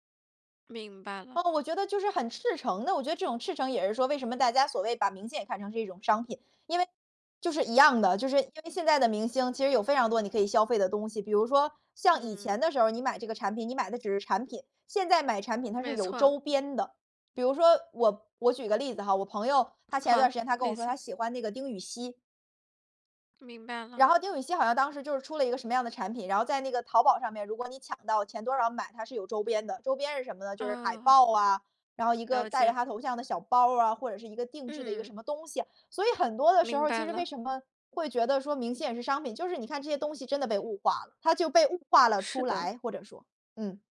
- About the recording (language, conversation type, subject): Chinese, podcast, 你觉得明星代言对消费有多大作用？
- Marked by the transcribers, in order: none